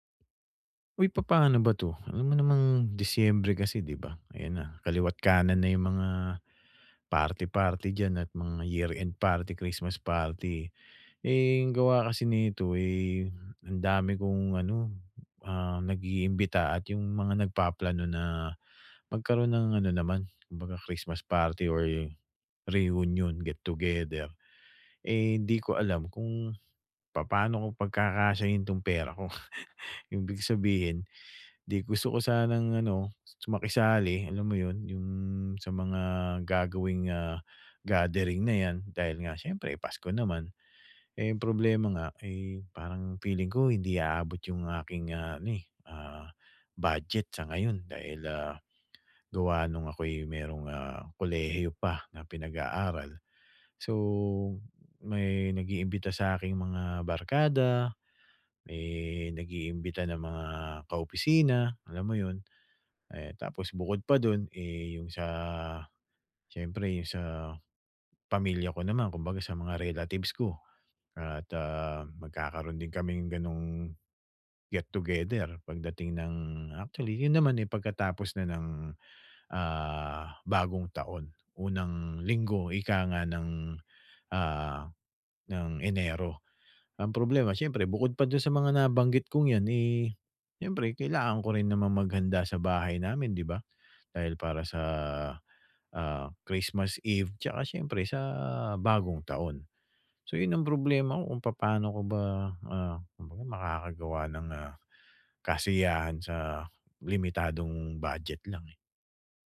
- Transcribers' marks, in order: other background noise; tapping; chuckle
- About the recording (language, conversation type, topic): Filipino, advice, Paano tayo makakapagkasaya nang hindi gumagastos nang malaki kahit limitado ang badyet?